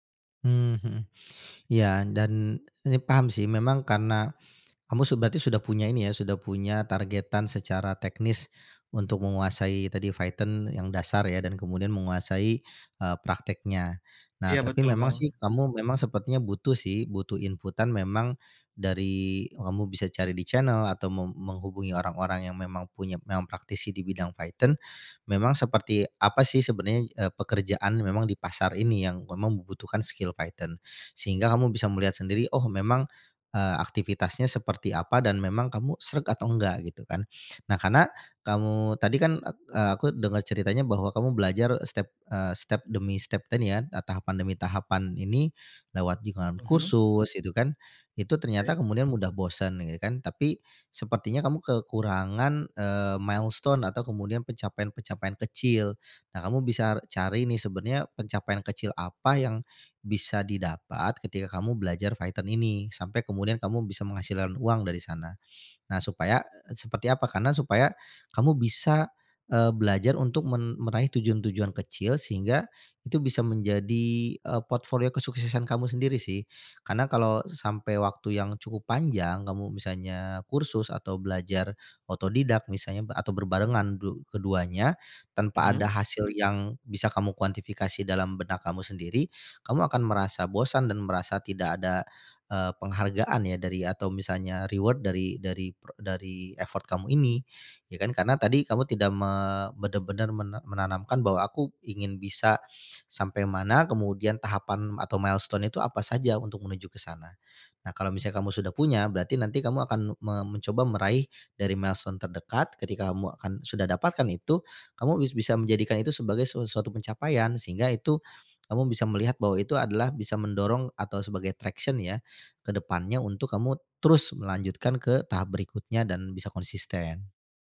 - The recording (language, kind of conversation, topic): Indonesian, advice, Bagaimana cara mengatasi kehilangan semangat untuk mempelajari keterampilan baru atau mengikuti kursus?
- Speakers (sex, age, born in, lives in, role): male, 25-29, Indonesia, Indonesia, user; male, 40-44, Indonesia, Indonesia, advisor
- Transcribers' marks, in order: in English: "milestone"; other background noise; in English: "reward"; in English: "effort"; in English: "milestone"; in English: "milestone"; in English: "traction"